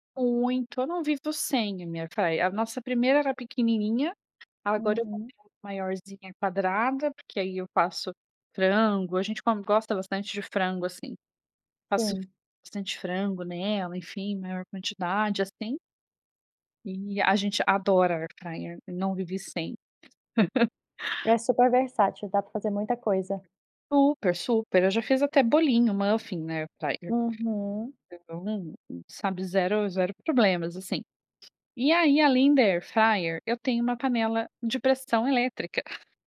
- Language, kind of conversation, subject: Portuguese, podcast, Que dicas você dá para reduzir o desperdício de comida?
- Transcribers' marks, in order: tapping; laugh; unintelligible speech; other background noise; laugh